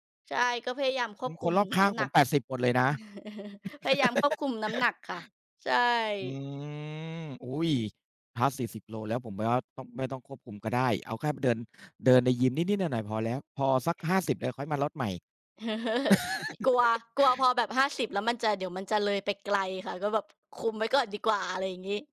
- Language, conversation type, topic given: Thai, unstructured, ระหว่างการออกกำลังกายในยิมกับการวิ่งในสวนสาธารณะ คุณจะเลือกแบบไหน?
- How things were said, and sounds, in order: chuckle; laugh; drawn out: "อืม"; chuckle; laugh